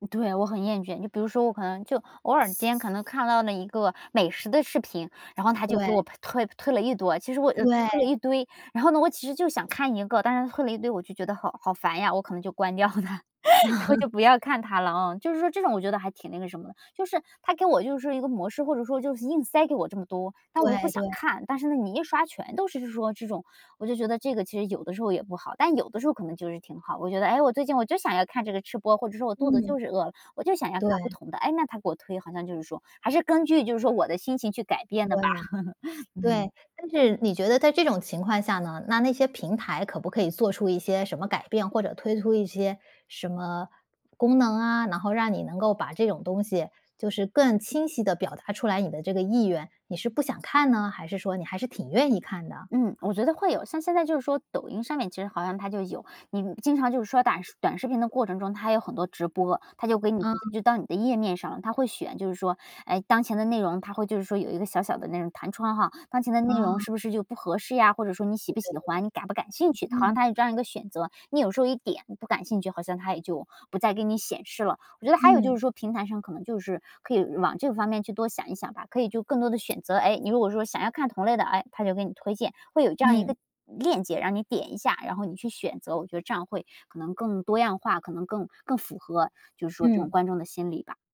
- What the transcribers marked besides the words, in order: other background noise; other noise; "堆" said as "多"; laughing while speaking: "掉了"; laugh; laugh; unintelligible speech; unintelligible speech
- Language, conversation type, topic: Chinese, podcast, 社交媒体会让你更孤单，还是让你与他人更亲近？